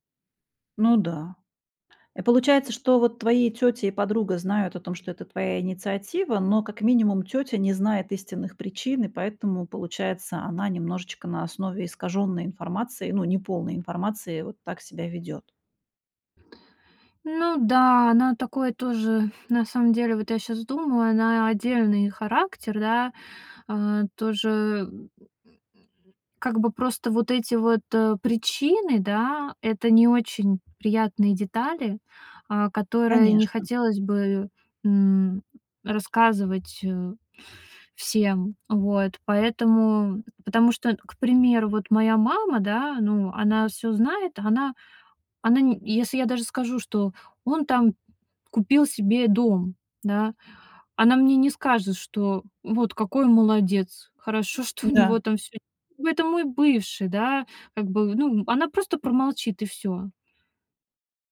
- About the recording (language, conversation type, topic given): Russian, advice, Как справиться с болью из‑за общих друзей, которые поддерживают моего бывшего?
- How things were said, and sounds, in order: other background noise; tapping; scoff